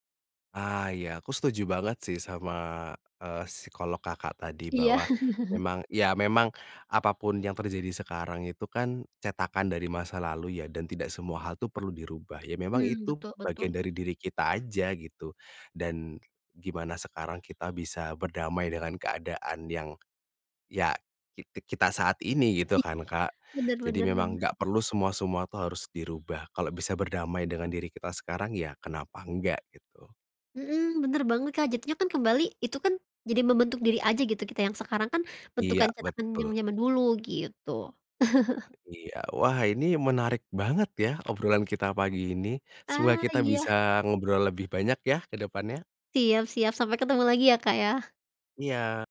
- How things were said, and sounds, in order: chuckle; bird; other street noise; tapping; chuckle
- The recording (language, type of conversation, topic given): Indonesian, podcast, Bagaimana kamu biasanya menandai batas ruang pribadi?